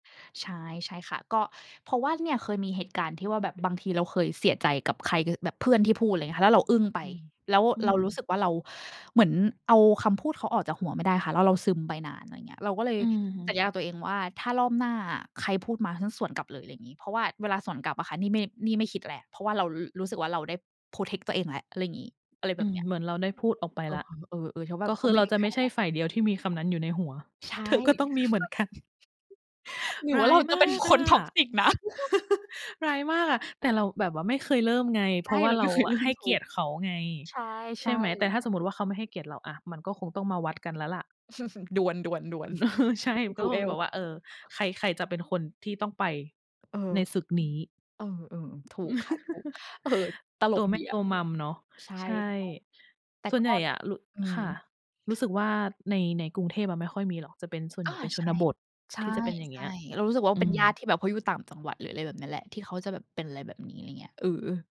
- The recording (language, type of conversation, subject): Thai, unstructured, ถ้าญาติสนิทไม่ให้เกียรติคุณ คุณจะรับมืออย่างไร?
- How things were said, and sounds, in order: tapping; other background noise; in English: "Protect"; chuckle; chuckle; in English: "Toxic"; chuckle; chuckle; in English: "Duel"; chuckle